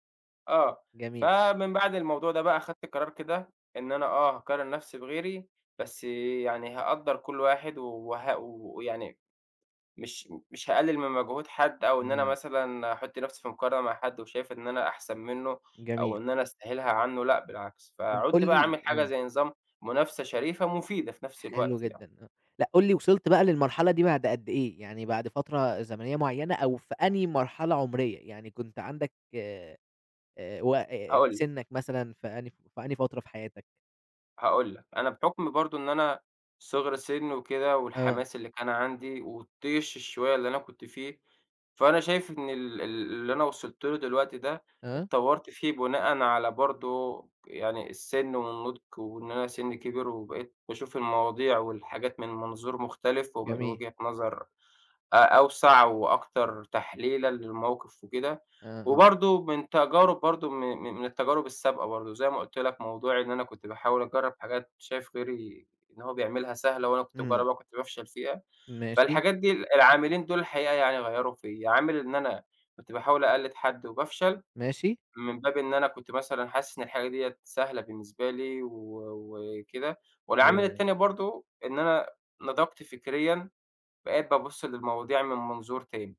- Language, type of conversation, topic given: Arabic, podcast, إزاي بتتعامل مع إنك تقارن نفسك بالناس التانيين؟
- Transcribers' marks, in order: unintelligible speech